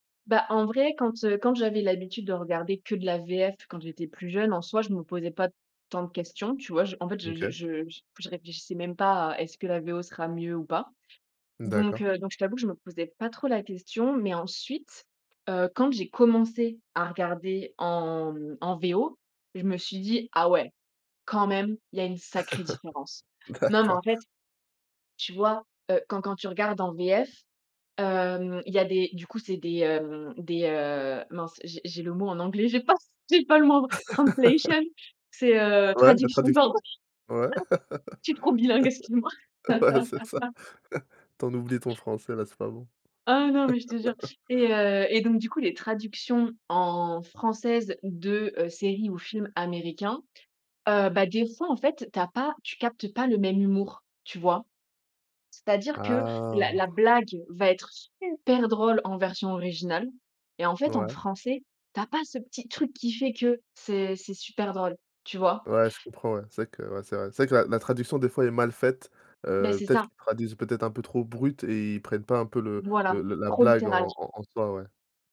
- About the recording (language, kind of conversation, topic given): French, podcast, Tu regardes les séries étrangères en version originale sous-titrée ou en version doublée ?
- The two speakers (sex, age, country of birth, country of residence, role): female, 25-29, France, France, guest; male, 30-34, France, France, host
- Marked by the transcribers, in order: other background noise; stressed: "commencé"; drawn out: "en"; chuckle; laughing while speaking: "D'accord"; stressed: "sacrée"; laughing while speaking: "j'ai pas c j'ai pas le mot en f translation"; laugh; put-on voice: "translation"; in English: "translation"; laughing while speaking: "pardon . Je suis trop bilingue, excuse-moi !"; laugh; laughing while speaking: "ouais, c'est ça"; laugh; laugh; drawn out: "Ah !"; stressed: "super"; stressed: "brut"